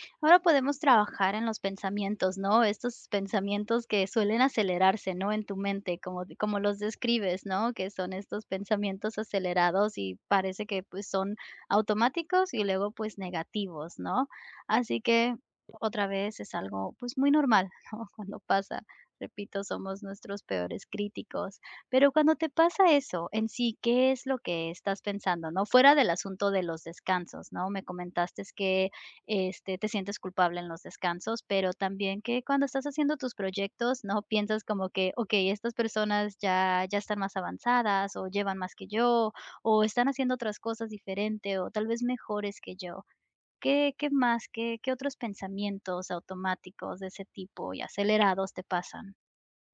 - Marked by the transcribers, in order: tapping; laughing while speaking: "¿no?"
- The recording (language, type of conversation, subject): Spanish, advice, ¿Cómo puedo manejar pensamientos negativos recurrentes y una autocrítica intensa?